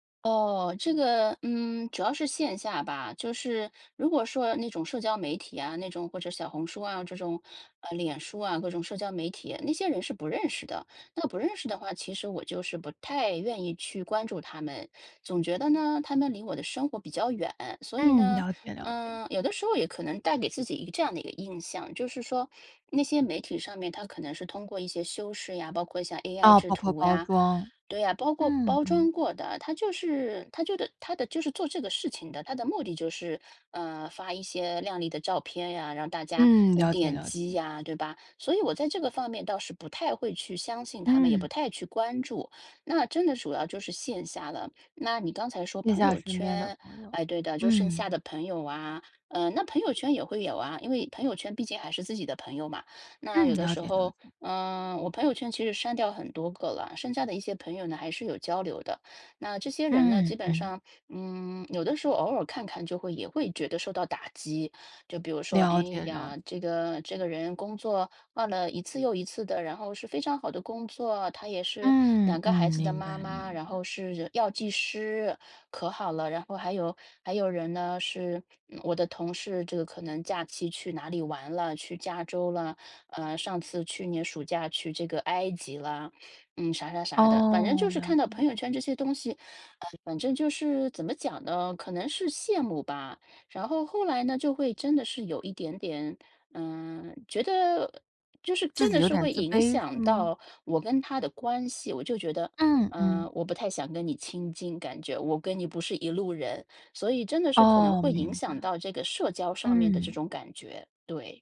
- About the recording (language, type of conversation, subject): Chinese, advice, 和别人比较后开始怀疑自己的价值，我该怎么办？
- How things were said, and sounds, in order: none